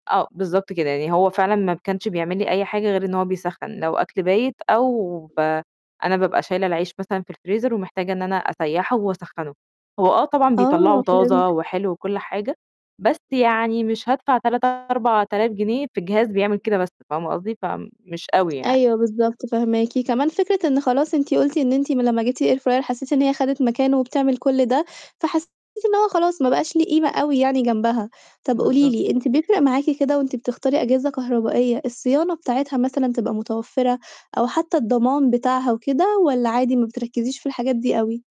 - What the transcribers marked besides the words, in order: other background noise; tapping; distorted speech; in English: "الair fryer"
- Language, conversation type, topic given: Arabic, podcast, بصراحة، إزاي التكنولوجيا ممكن تسهّل علينا شغل البيت اليومي؟